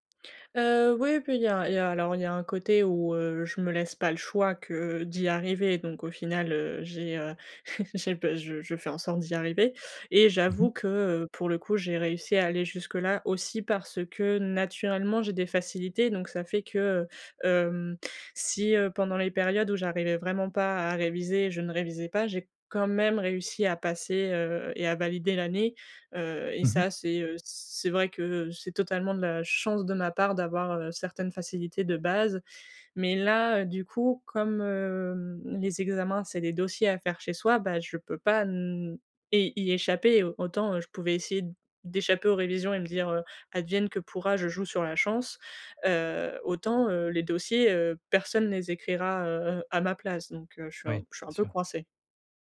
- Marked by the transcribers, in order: chuckle
- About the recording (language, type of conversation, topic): French, advice, Comment puis-je célébrer mes petites victoires quotidiennes pour rester motivé ?